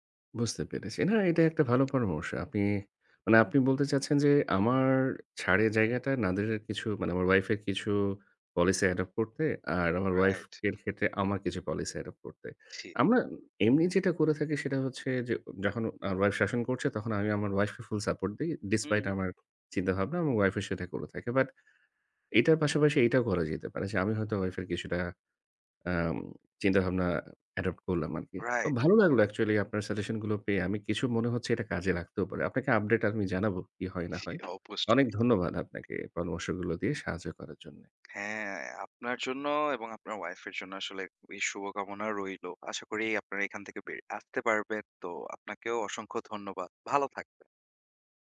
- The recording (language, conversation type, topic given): Bengali, advice, সন্তানদের শাস্তি নিয়ে পিতামাতার মধ্যে মতবিরোধ হলে কীভাবে সমাধান করবেন?
- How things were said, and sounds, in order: in English: "policy adopt"; in English: "policy adopt"; "উচিৎ" said as "চিৎ"; in English: "full support"; in English: "despite"; other background noise; tapping